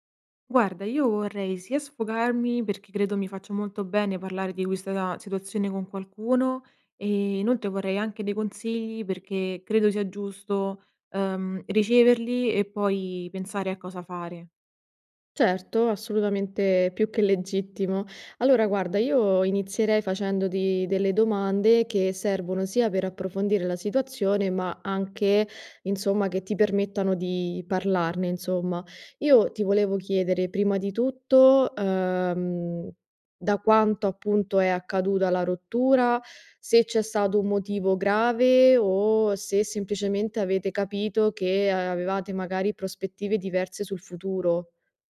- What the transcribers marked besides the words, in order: none
- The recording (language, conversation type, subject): Italian, advice, Dovrei restare amico del mio ex?